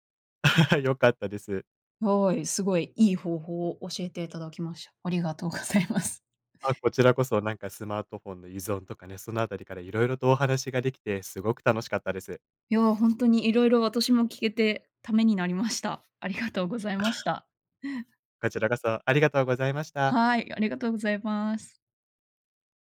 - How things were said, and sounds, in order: laugh; laughing while speaking: "ございます"; other background noise
- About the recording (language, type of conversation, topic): Japanese, podcast, スマホ依存を感じたらどうしますか？